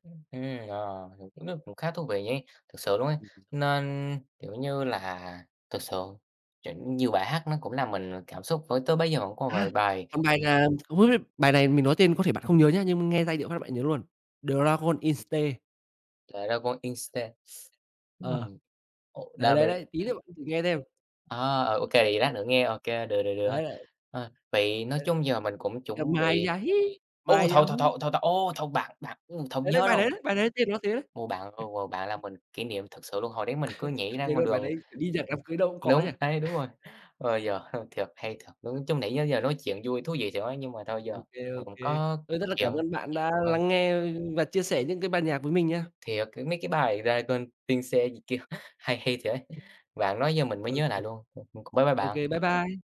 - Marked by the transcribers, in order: unintelligible speech; unintelligible speech; unintelligible speech; sniff; other noise; tapping; other background noise; singing: "Ma-ia-hii. Ma-ia-huu"; laugh; laugh
- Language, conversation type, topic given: Vietnamese, unstructured, Bạn có thể kể về một bài hát từng khiến bạn xúc động không?
- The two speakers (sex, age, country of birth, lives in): male, 18-19, Vietnam, Vietnam; male, 25-29, Vietnam, Vietnam